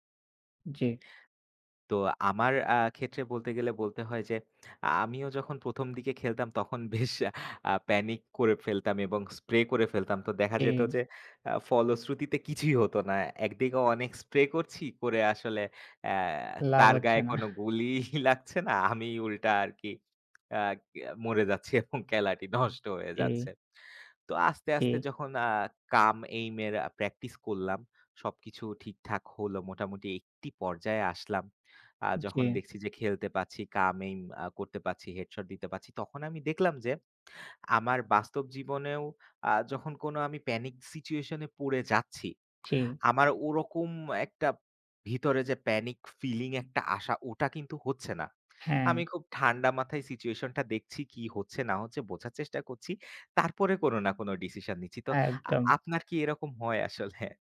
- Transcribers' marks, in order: lip smack; laughing while speaking: "বেশ"; chuckle; laughing while speaking: "গুলি লাগছে না আমি উল্টা … নষ্ট হয়ে যাচ্ছে"; tapping; in English: "কাম এইম"; lip smack; laughing while speaking: "হয় আসলে?"
- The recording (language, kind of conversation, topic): Bengali, unstructured, গেমিং কি আমাদের সৃজনশীলতাকে উজ্জীবিত করে?